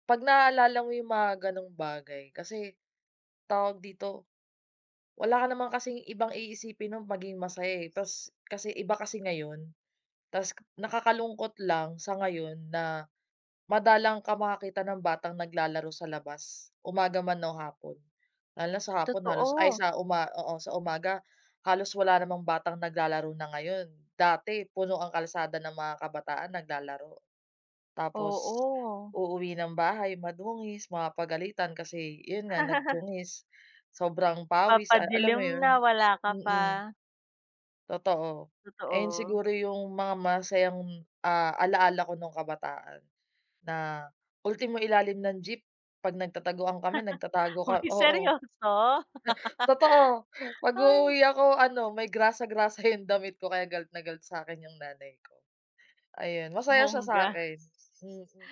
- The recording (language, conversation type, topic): Filipino, unstructured, Anong alaala ang madalas mong balikan kapag nag-iisa ka?
- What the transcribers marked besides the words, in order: chuckle; laugh; other animal sound